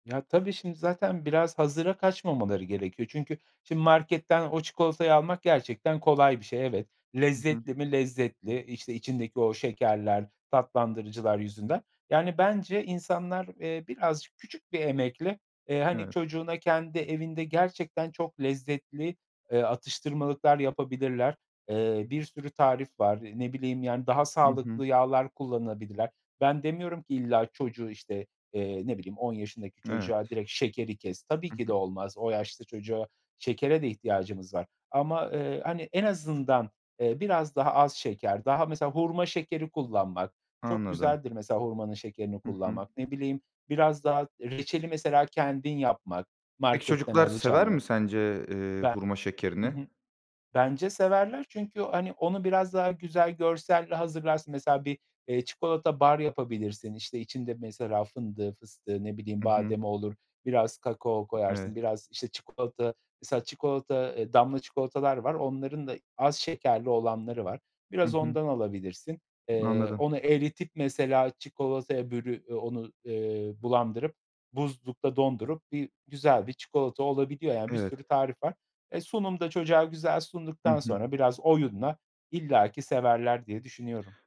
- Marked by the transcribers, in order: tapping; other background noise; laughing while speaking: "çikolata"
- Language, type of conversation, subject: Turkish, podcast, Sağlıklı beslenmek için pratik ipuçları nelerdir?